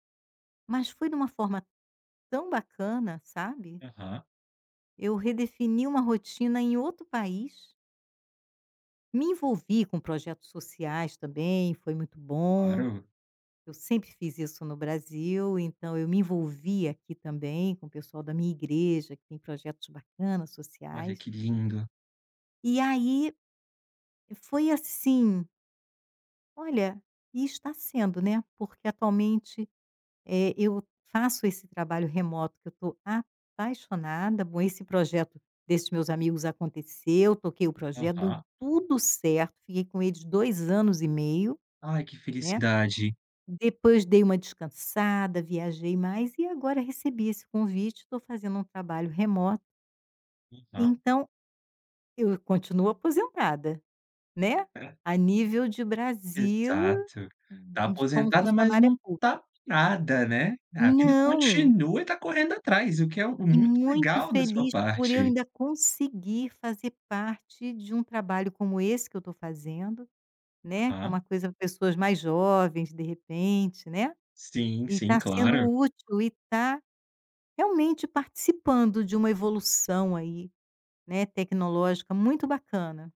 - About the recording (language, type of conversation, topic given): Portuguese, advice, Como você vê a aposentadoria e a redefinição da sua rotina?
- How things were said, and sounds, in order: tapping; unintelligible speech